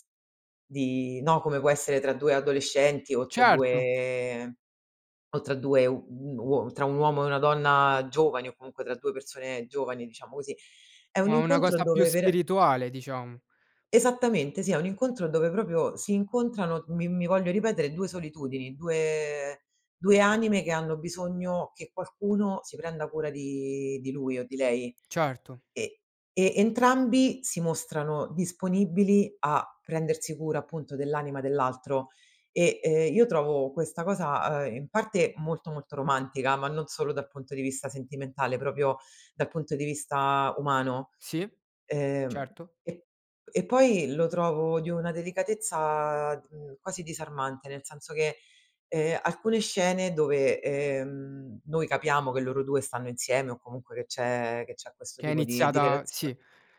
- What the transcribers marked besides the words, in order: other background noise
- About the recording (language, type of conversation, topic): Italian, podcast, Qual è un film che ti ha cambiato la prospettiva sulla vita?